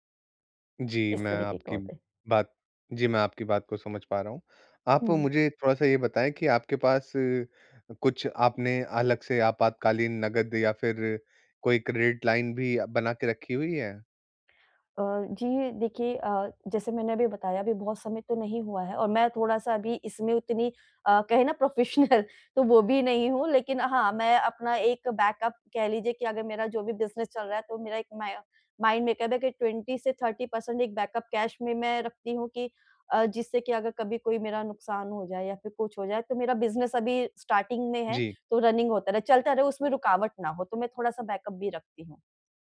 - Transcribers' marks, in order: in English: "क्रेडिट लाइन"; laughing while speaking: "प्रोफेशनल"; in English: "प्रोफेशनल"; in English: "बैकअप"; in English: "माय माइंड"; in English: "ट्वेंटी"; in English: "थर्टी पर्सेंट"; in English: "बैकअप कैश"; in English: "स्टार्टिंग"; in English: "रनिंग"; in English: "बैकअप"
- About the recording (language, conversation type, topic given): Hindi, advice, मैं अपने स्टार्टअप में नकदी प्रवाह और खर्चों का बेहतर प्रबंधन कैसे करूँ?